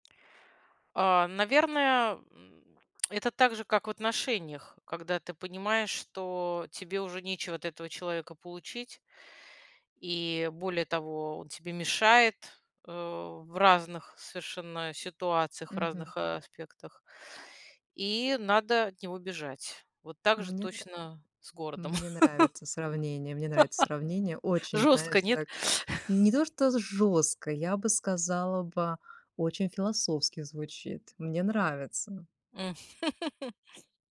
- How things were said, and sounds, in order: tapping; tongue click; laugh; chuckle; other background noise; laugh
- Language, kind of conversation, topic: Russian, podcast, Как понять, что пора переезжать в другой город, а не оставаться на месте?